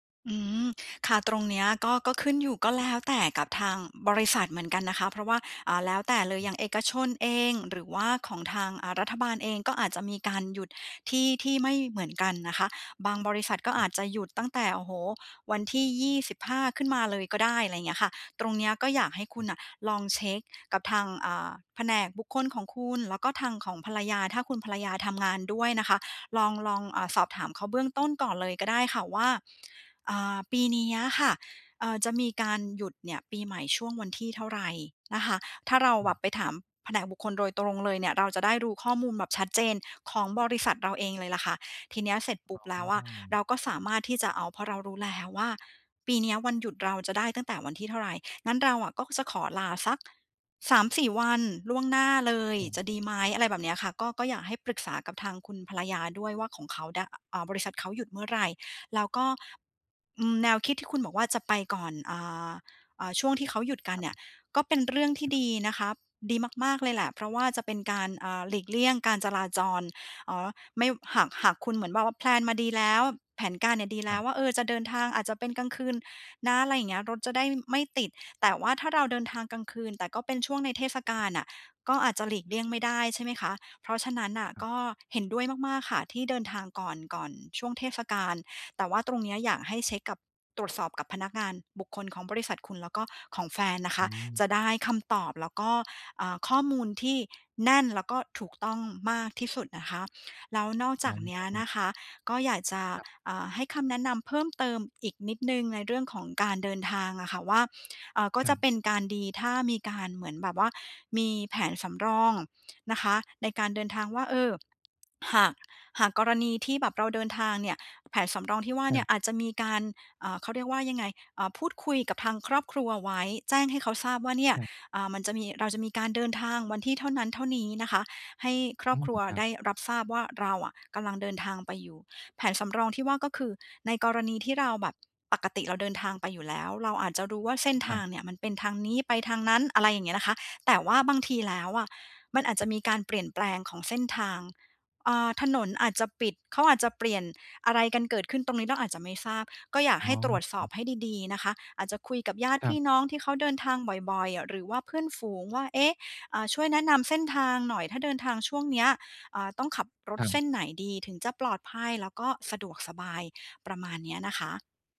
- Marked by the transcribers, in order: other background noise; in English: "แพลน"; tapping
- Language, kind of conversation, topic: Thai, advice, ควรเตรียมตัวอย่างไรเพื่อลดความกังวลเมื่อต้องเดินทางไปต่างจังหวัด?